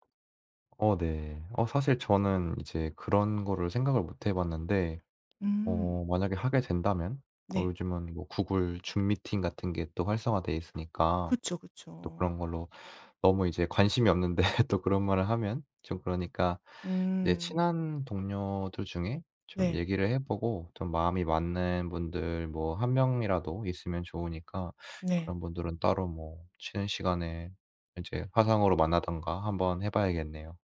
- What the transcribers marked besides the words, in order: other background noise; laughing while speaking: "없는데"
- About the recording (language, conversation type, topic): Korean, advice, 재택근무로 전환한 뒤 업무 시간과 개인 시간의 경계를 어떻게 조정하고 계신가요?